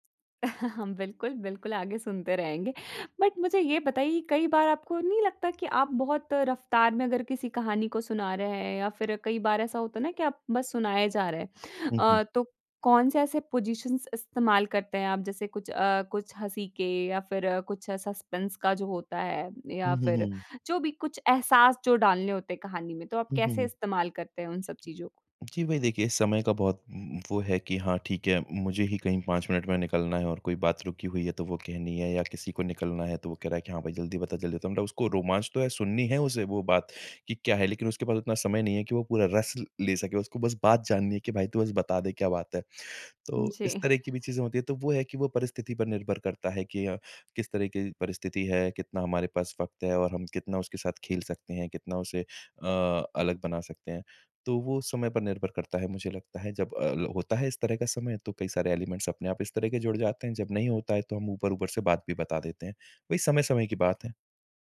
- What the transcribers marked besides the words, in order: chuckle; tapping; in English: "बट"; in English: "पोज़िशन्स"; in English: "सस्पेंस"; in English: "एलिमेंट्स"
- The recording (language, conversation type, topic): Hindi, podcast, यादगार घटना सुनाने की शुरुआत आप कैसे करते हैं?